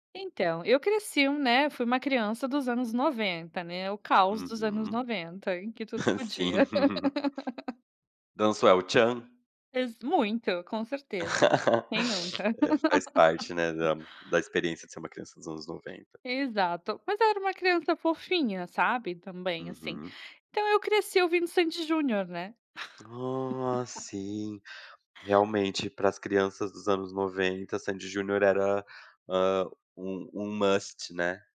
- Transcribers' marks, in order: laughing while speaking: "Sim"; laugh; laugh; laugh; tapping; laugh; in English: "must"
- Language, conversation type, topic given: Portuguese, podcast, Questão sobre o papel da nostalgia nas escolhas musicais